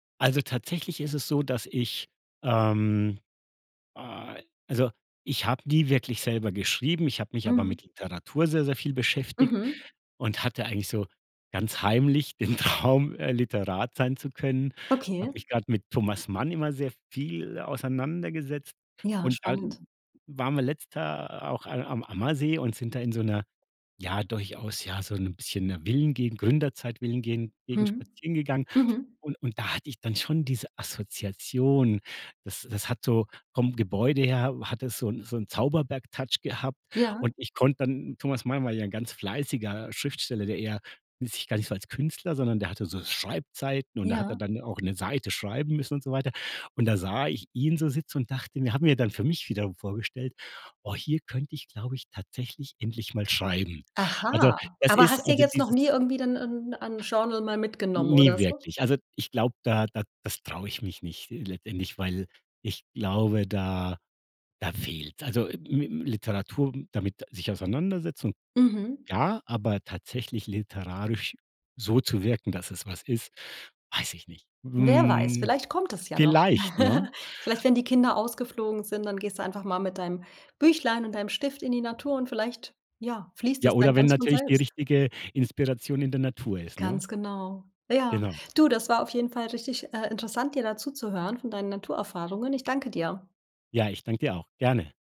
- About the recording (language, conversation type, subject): German, podcast, Wie beeinflusst die Natur deine Stimmung oder Kreativität?
- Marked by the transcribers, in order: drawn out: "ähm"; laughing while speaking: "den Traum"; other background noise; unintelligible speech; drawn out: "Aha"; drawn out: "Hm"; chuckle